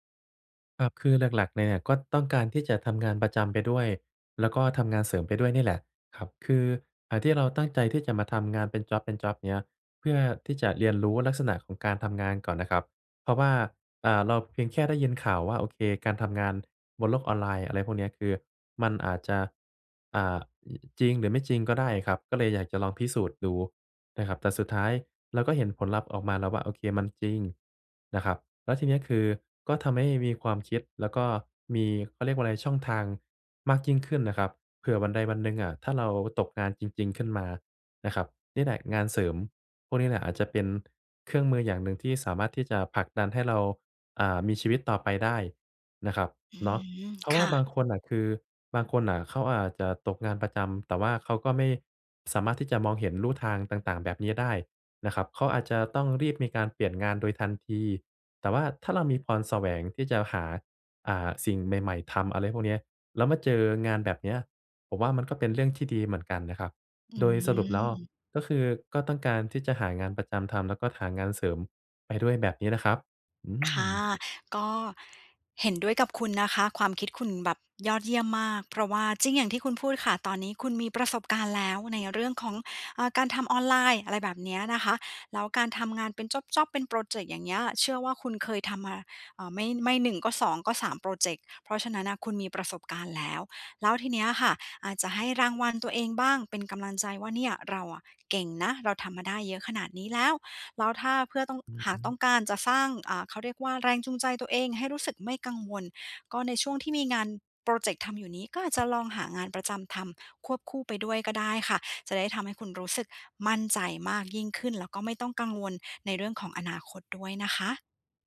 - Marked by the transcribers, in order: other noise
- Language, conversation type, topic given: Thai, advice, ทำอย่างไรจึงจะรักษาแรงจูงใจและไม่หมดไฟในระยะยาว?